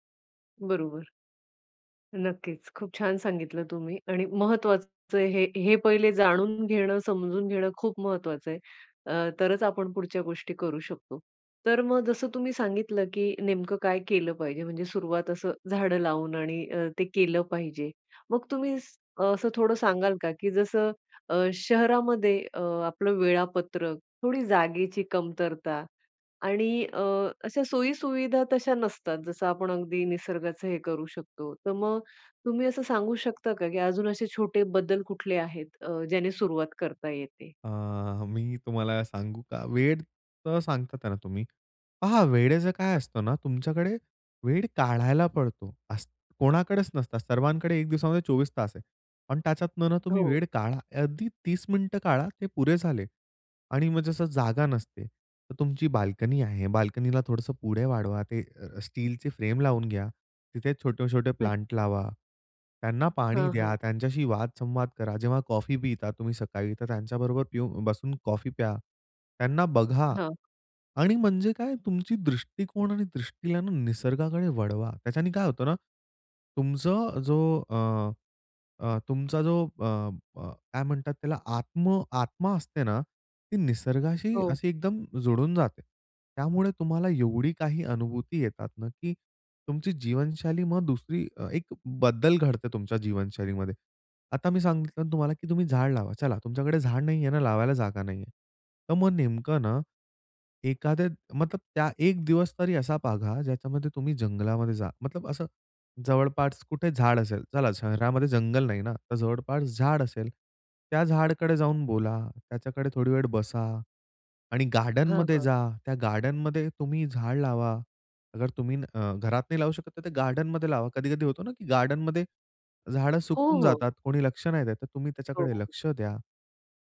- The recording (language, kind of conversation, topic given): Marathi, podcast, निसर्गाची साधी जीवनशैली तुला काय शिकवते?
- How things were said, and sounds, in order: tapping; unintelligible speech; other background noise; "बघा" said as "बाघा"